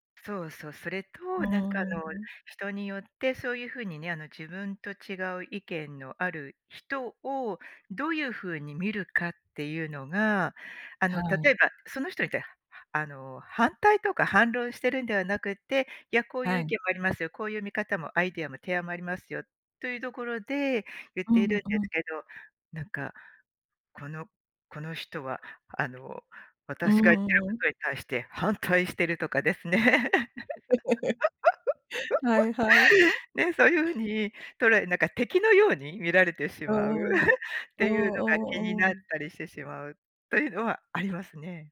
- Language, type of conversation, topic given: Japanese, podcast, 周りの目を気にしてしまうのはどんなときですか？
- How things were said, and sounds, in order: stressed: "反対"; laugh; laugh